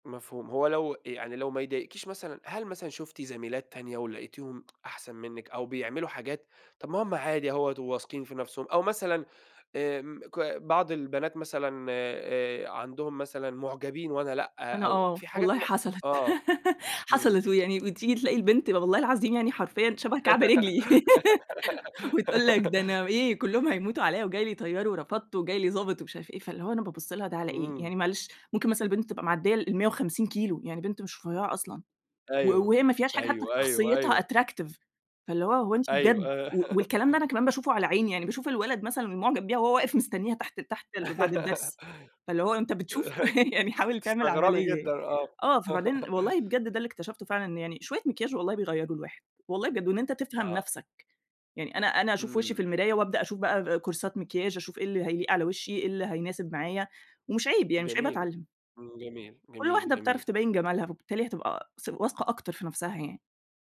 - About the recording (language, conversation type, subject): Arabic, podcast, إزاي تقدر تغيّر طريقة كلامك مع نفسك؟
- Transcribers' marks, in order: tapping; laugh; laugh; in English: "attractive"; laugh; laugh; laughing while speaking: "يعني حاول تعمل عمليّة يعني"; laugh; in English: "كورسات"